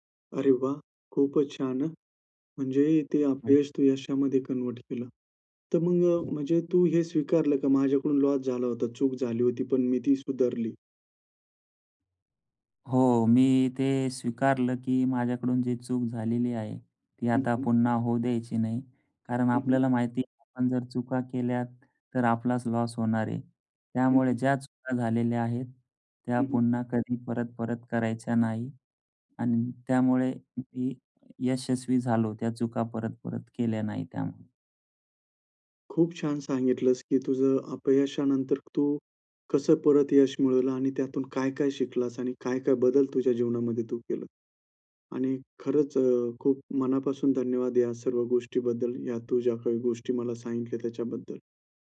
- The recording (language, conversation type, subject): Marathi, podcast, कामात अपयश आलं तर तुम्ही काय शिकता?
- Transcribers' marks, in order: in English: "कन्व्हर्ट"; in English: "लॉस"; tapping